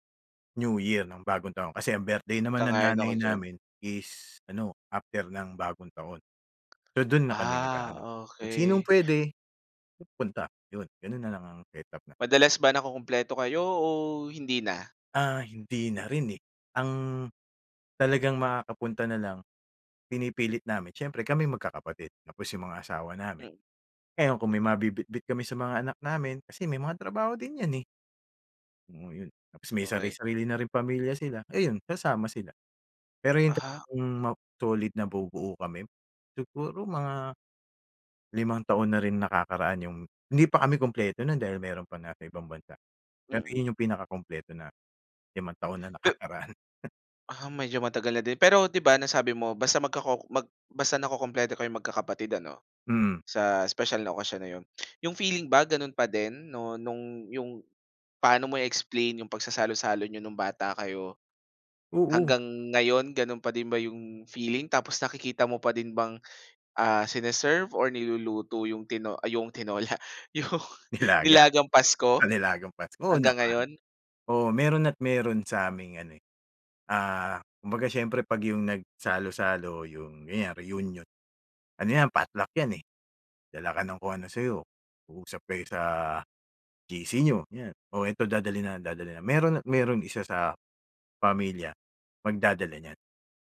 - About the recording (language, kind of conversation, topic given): Filipino, podcast, Anong tradisyonal na pagkain ang may pinakamatingkad na alaala para sa iyo?
- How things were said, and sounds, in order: tapping; laughing while speaking: "nakakaraan"; scoff; lip smack; laughing while speaking: "yung tinola. Yung"; laughing while speaking: "Nilaga"